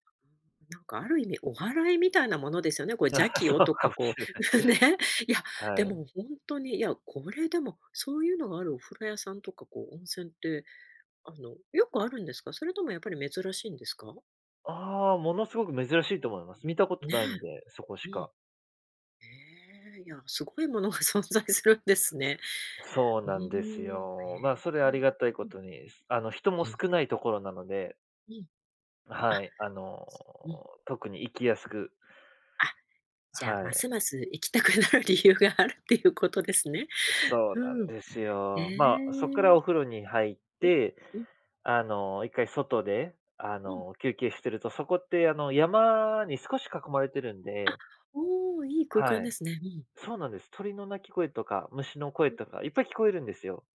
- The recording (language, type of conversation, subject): Japanese, podcast, 休日はどうやって疲れを取っていますか？
- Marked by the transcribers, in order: other background noise; laugh; laughing while speaking: "行きたくなる理由があるっていうことですね"